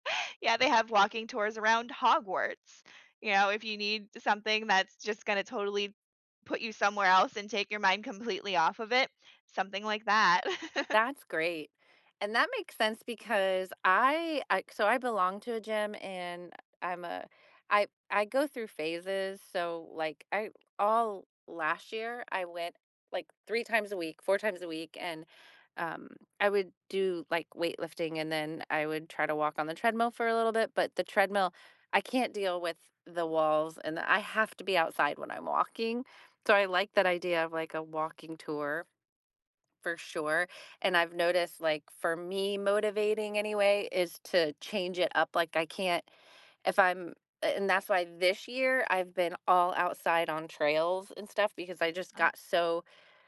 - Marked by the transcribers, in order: chuckle
- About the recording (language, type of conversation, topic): English, unstructured, How do people find motivation to make healthy lifestyle changes when faced with serious health advice?
- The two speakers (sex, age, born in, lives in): female, 35-39, United States, United States; female, 50-54, United States, United States